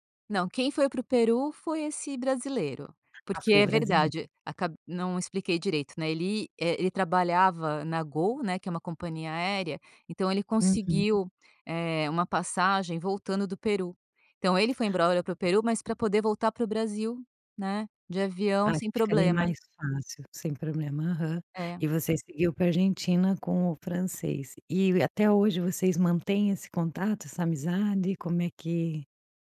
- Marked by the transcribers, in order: "embora" said as "embrora"; other background noise
- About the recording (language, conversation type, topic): Portuguese, podcast, Já fez alguma amizade que durou além da viagem?